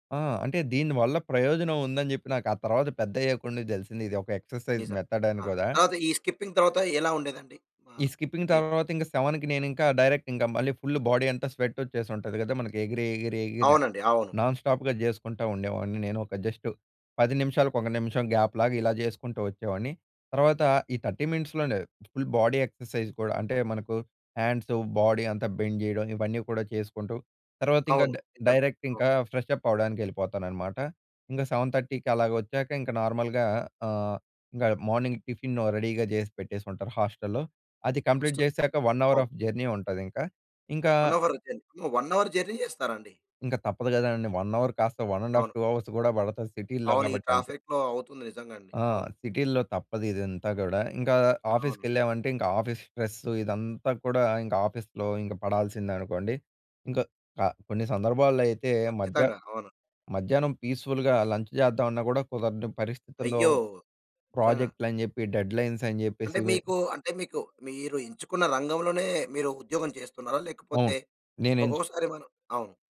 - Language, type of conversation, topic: Telugu, podcast, రోజువారీ రొటీన్ మన మానసిక శాంతిపై ఎలా ప్రభావం చూపుతుంది?
- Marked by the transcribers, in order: in English: "ఎక్సర్సైజ్ మెథడ్"; in English: "స్కిప్పింగ్"; in English: "స్కిప్పింగ్"; in English: "సెవెన్‌కి"; in English: "డైరెక్ట్"; in English: "ఫుల్ బాడీ"; in English: "స్వెట్"; in English: "నాన్ స్టాప్‌గా"; in English: "జస్ట్"; in English: "గ్యాప్‌లాగా"; in English: "థర్టీ మినిట్స్"; in English: "ఫుల్ బాడీ ఎక్సర్సైజ్"; in English: "హండ్స్, బాడీ"; in English: "బెండ్"; in English: "డై డైరెక్ట్"; other noise; in English: "ఫ్రెష్ అప్"; in English: "సెవెన్ థర్టీకి"; in English: "నార్మల్‌గా"; in English: "మార్నింగ్ టిఫిన్ రెడీ‌గా"; in English: "హోస్టల్‌లో"; in English: "హాస్టల్"; in English: "కంప్లీట్"; in English: "వన్ అవర్ ఆఫ్ జర్నీ"; in English: "వన్ అవర్ జర్నీ. వన్ అవర్ జర్నీ"; in English: "వన్ అవర్"; in English: "వన్ అండ్ హాఫ్ టూ అవర్స్"; in English: "సిటీ‌లో"; in English: "ట్రాఫిక్‌లో"; in English: "ఆఫీస్ స్ట్రెస్"; in English: "ఆఫీస్‌లో"; in English: "పీస్ఫుల్‍గా లంచ్"; in English: "డెడ్లైన్స్"